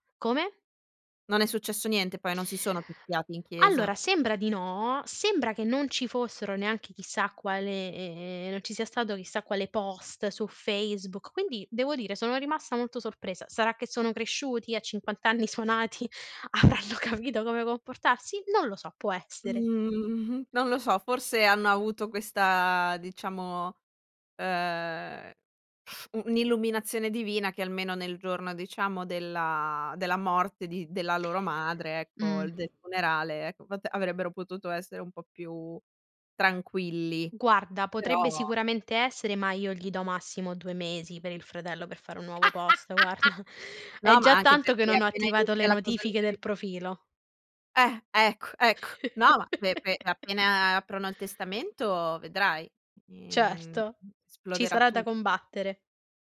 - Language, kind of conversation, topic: Italian, podcast, Come scegli cosa tenere privato e cosa condividere?
- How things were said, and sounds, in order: other background noise; drawn out: "quale"; stressed: "post"; laughing while speaking: "Avranno capito"; drawn out: "Mh-mh"; other noise; stressed: "tranquilli"; laugh; laughing while speaking: "guarda"; unintelligible speech; chuckle; "esploderà" said as "sploderà"